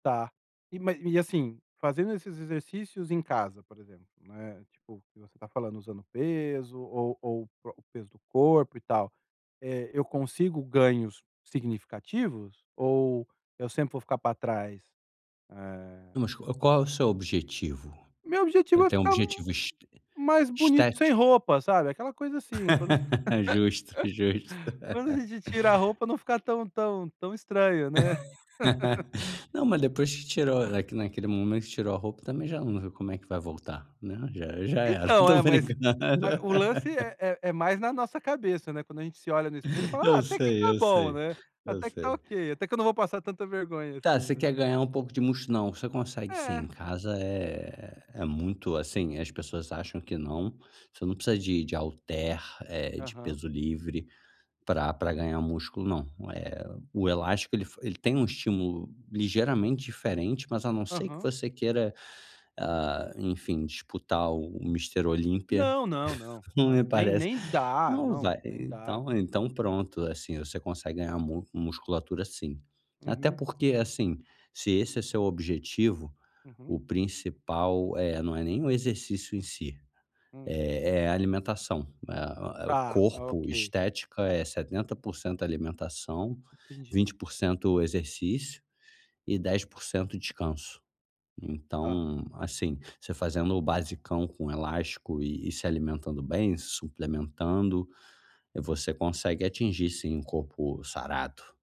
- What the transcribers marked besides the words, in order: tapping; laugh; laugh; laughing while speaking: "tô brincando"; laugh; chuckle
- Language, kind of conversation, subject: Portuguese, advice, Como posso criar um hábito de exercícios que eu consiga manter a longo prazo?